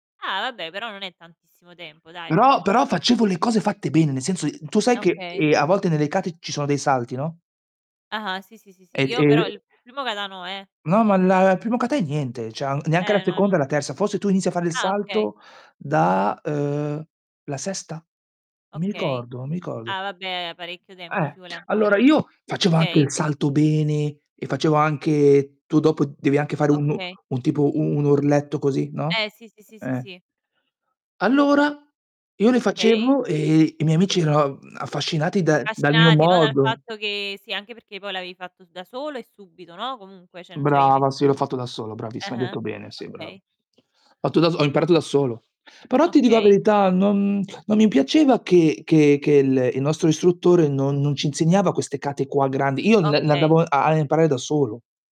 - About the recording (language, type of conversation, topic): Italian, unstructured, Qual è il tuo sport preferito e perché?
- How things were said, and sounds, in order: other background noise; distorted speech; in Japanese: "kate"; in Japanese: "kata"; in Japanese: "kata"; "Okay" said as "kei"; "cioè" said as "ceh"; tapping; in Japanese: "kata"